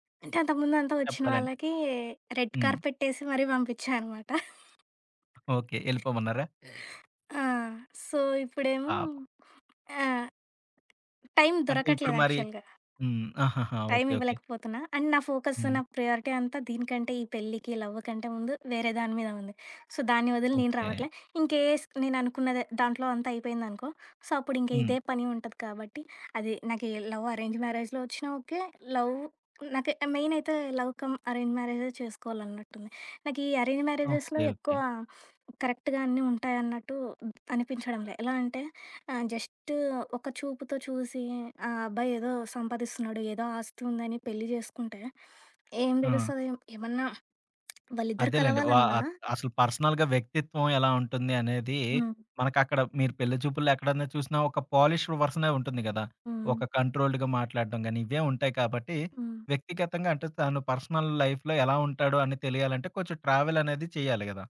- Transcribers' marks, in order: in English: "రెడ్"; other background noise; chuckle; in English: "సో"; in English: "యాక్చుల్‌గా"; in English: "అండ్"; in English: "ఫోకస్"; in English: "ప్రియారిటీ"; in English: "లవ్"; in English: "సో"; in English: "ఇన్‌కేస్"; in English: "సో"; in English: "లవ్, అరేంజ్ మ్యారేజ్‌లో"; in English: "లవ్"; in English: "లవ్ క‌మ్ అరేంజ్"; in English: "అరేంజ్ మ్యారేజెస్‌లో"; in English: "కరెక్ట్‌గా"; in English: "పర్సనల్‌గా"; in English: "పోలిష్డ్"; in English: "కంట్రోల్డ్‌గా"; in English: "పర్సనల్ లైఫ్‌లో"
- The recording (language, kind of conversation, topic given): Telugu, podcast, వివాహం చేయాలా అనే నిర్ణయం మీరు ఎలా తీసుకుంటారు?